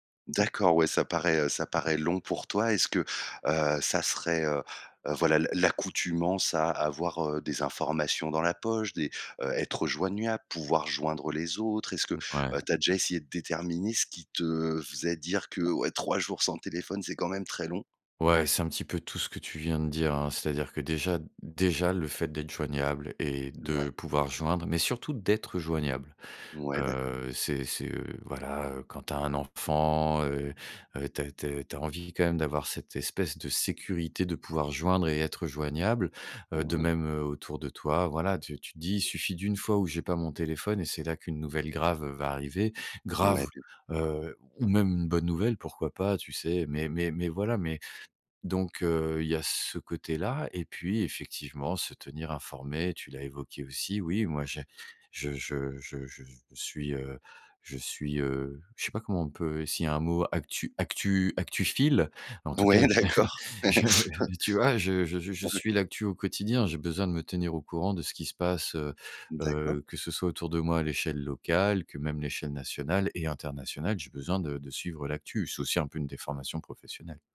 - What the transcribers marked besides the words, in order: tapping; "joignable" said as "joignuable"; other background noise; stressed: "d'être"; laughing while speaking: "j'ai j'ai"; laughing while speaking: "Ouais, d'accord"; laugh
- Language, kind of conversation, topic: French, podcast, Comment gères-tu concrètement ton temps d’écran ?